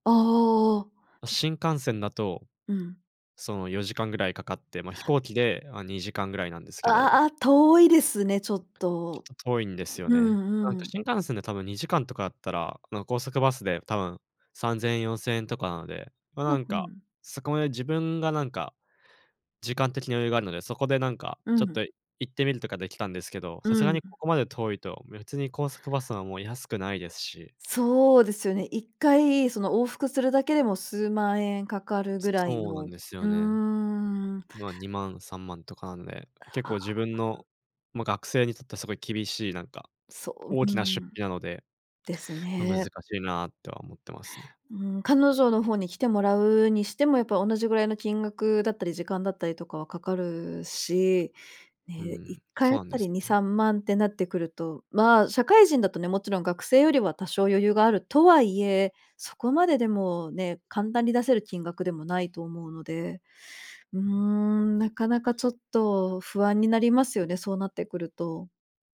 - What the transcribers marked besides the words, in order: other background noise; tapping; unintelligible speech
- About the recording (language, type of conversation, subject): Japanese, advice, パートナーとの関係の変化によって先行きが不安になったとき、どのように感じていますか？